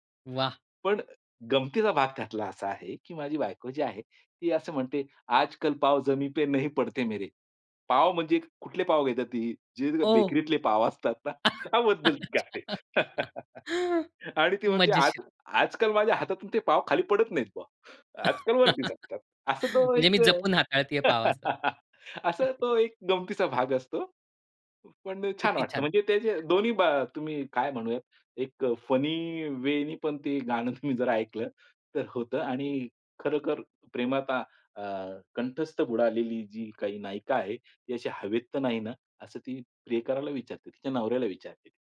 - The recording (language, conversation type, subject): Marathi, podcast, कोणत्या कलाकाराचं संगीत तुला विशेष भावतं आणि का?
- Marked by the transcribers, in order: in Hindi: "आजकल पाव जमी पे नहीं पडते मेरे"; surprised: "ओह!"; laugh; laughing while speaking: "पाव असतात ना त्याबद्दल गाते … आजकाल वरती चालतात"; laugh; laugh; laugh; laughing while speaking: "असा तो एक गमंतीचा भाग असतो"; chuckle; other background noise; in English: "फनी वेनी"